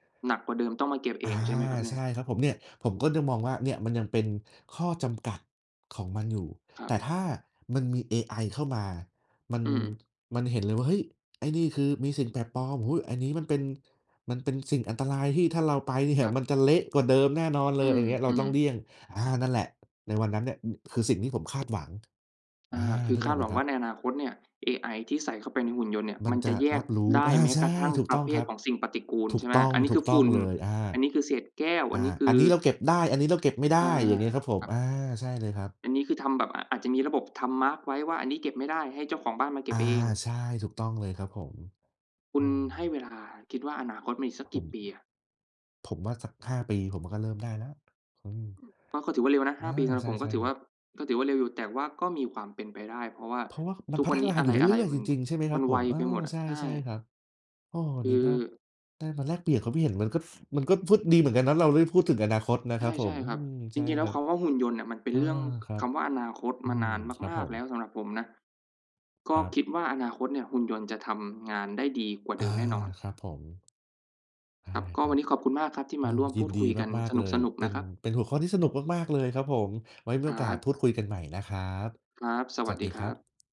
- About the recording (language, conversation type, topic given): Thai, unstructured, คุณเคยรู้สึกประหลาดใจกับสิ่งที่หุ่นยนต์ทำได้ไหม?
- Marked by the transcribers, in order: tapping; other background noise